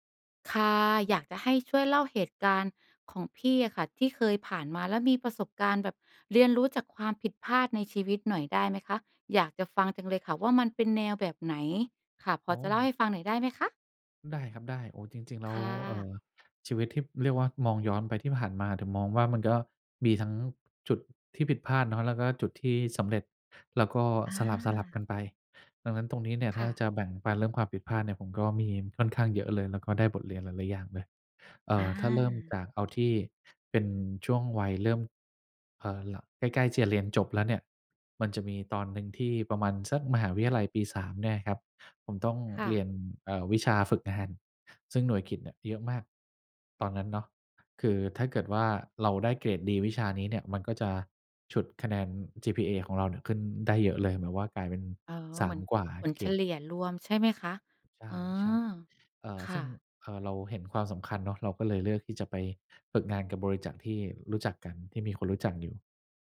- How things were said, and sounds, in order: "บริษัท" said as "บริจัก"
- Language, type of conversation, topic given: Thai, podcast, เล่าเหตุการณ์ที่คุณได้เรียนรู้จากความผิดพลาดให้ฟังหน่อยได้ไหม?